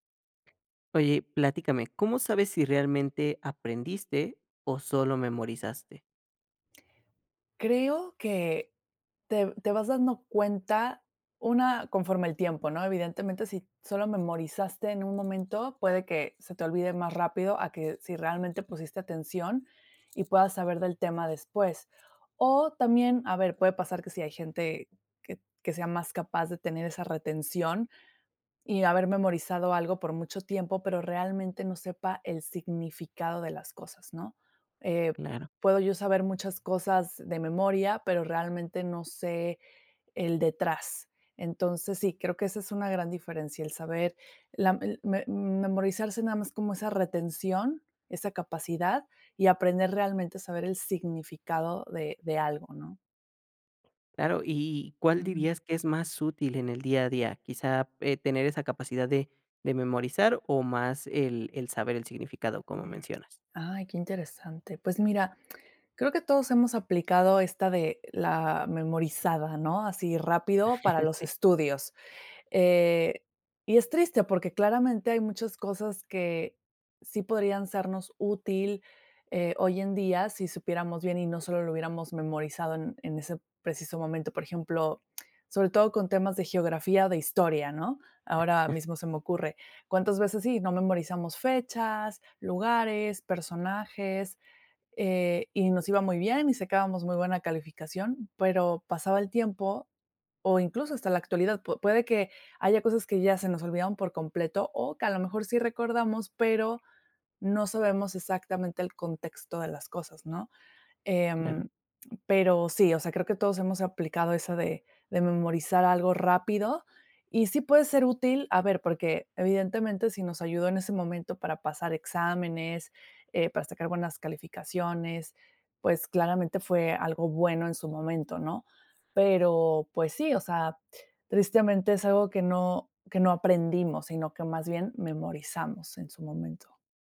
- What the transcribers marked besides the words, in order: other noise; tapping; lip smack; chuckle; lip smack; chuckle; other background noise
- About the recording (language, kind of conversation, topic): Spanish, podcast, ¿Cómo sabes si realmente aprendiste o solo memorizaste?